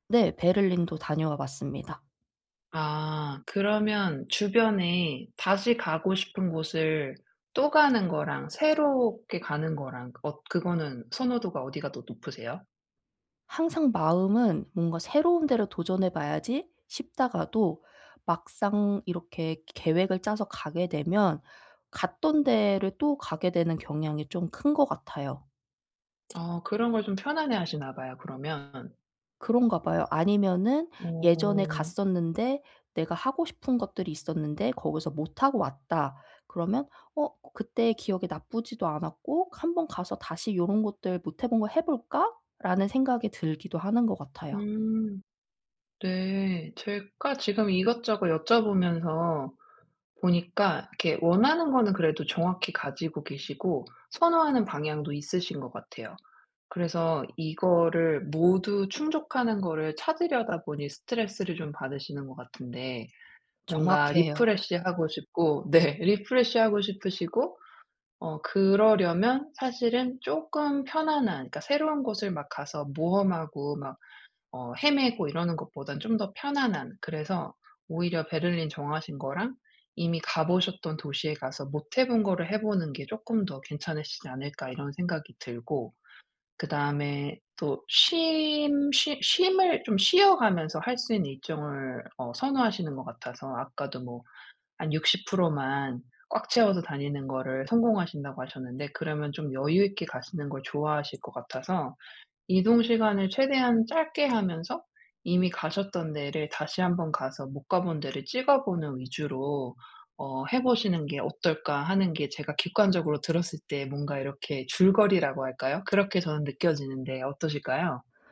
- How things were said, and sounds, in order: other background noise; in English: "refresh"; laughing while speaking: "네"; in English: "refresh"
- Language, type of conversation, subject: Korean, advice, 중요한 결정을 내릴 때 결정 과정을 단순화해 스트레스를 줄이려면 어떻게 해야 하나요?